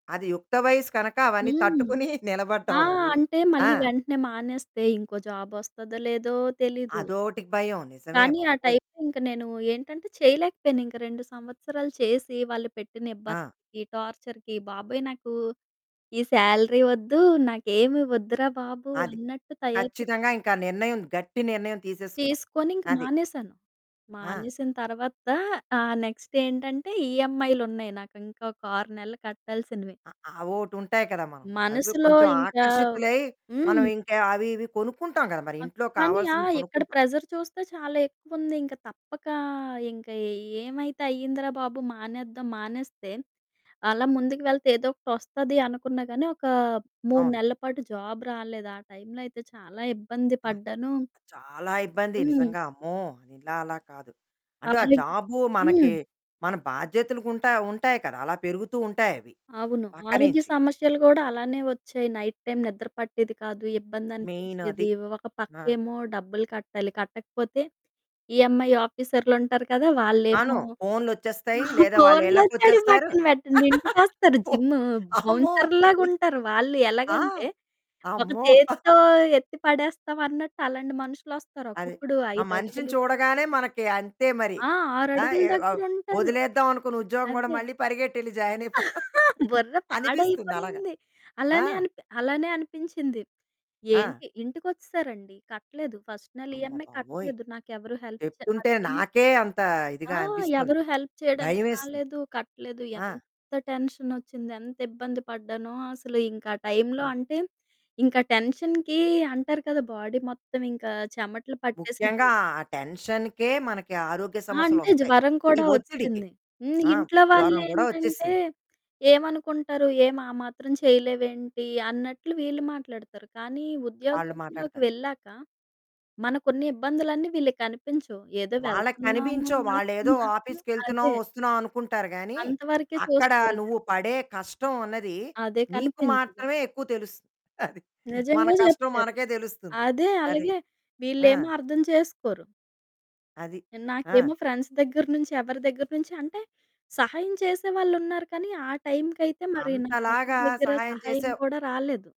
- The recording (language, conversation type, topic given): Telugu, podcast, ఉద్యోగం మారుస్తున్న సమయంలో మీ మానసిక ఆరోగ్యాన్ని మీరు ఎలా సంరక్షిస్తారు?
- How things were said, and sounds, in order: static; chuckle; distorted speech; in English: "టార్చర్‌కి"; in English: "సాలరీ"; other background noise; in English: "నెక్స్ట్"; in English: "ప్రెజర్"; in English: "జాబ్"; stressed: "చాలా"; unintelligible speech; in English: "నైట్ టైమ్"; in English: "మెయిన్"; in English: "ఈఏమ్ఐ"; laughing while speaking: "ఫోన్లోచ్చేడియి పక్కన పెట్టండి, ఇంటికొస్తారు"; laugh; laughing while speaking: "పో అమ్మో!"; chuckle; laughing while speaking: "బుర్ర పాడైపోయింది"; chuckle; in English: "ఫస్ట్"; in English: "ఈఎంఐ"; in English: "హెల్ప్"; in English: "హెల్ప్"; in English: "టెన్షన్‌కి"; in English: "బాడీ"; in English: "టెన్షన్‌కే"; in English: "ఆఫీస్‌కెళ్తున్నావు"; chuckle; laughing while speaking: "అది"; in English: "ఫ్రెండ్స్"